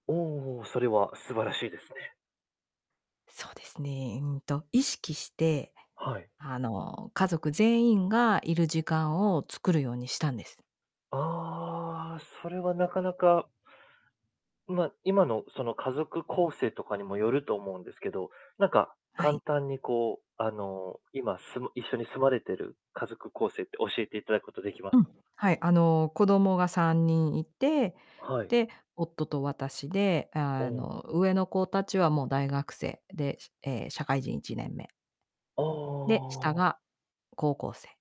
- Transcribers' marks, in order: drawn out: "ああ"; distorted speech
- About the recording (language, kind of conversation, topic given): Japanese, podcast, 家族との会話を増やすために、普段どんな工夫をしていますか？